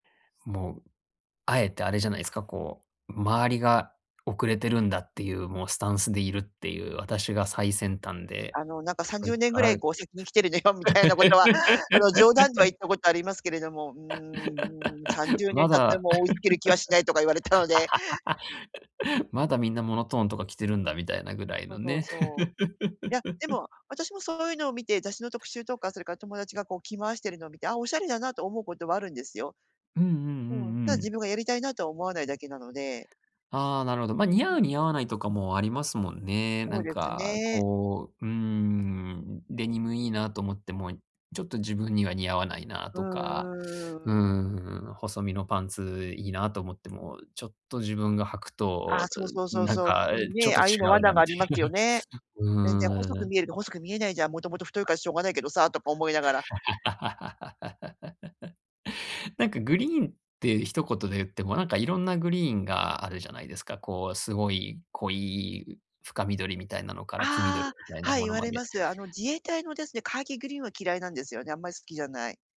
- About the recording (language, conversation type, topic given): Japanese, advice, 限られた予算でおしゃれに見せるにはどうすればいいですか？
- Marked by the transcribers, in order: laugh; laugh; other background noise; chuckle; laugh